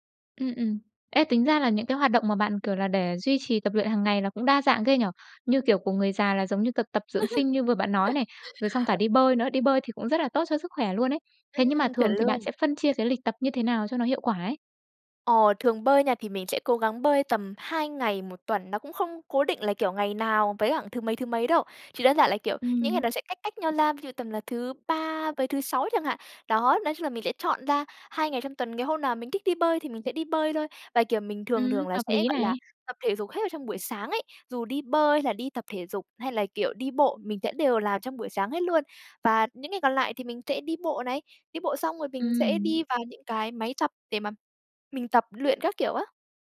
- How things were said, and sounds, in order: tapping; laugh
- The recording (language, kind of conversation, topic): Vietnamese, podcast, Bạn duy trì việc tập thể dục thường xuyên bằng cách nào?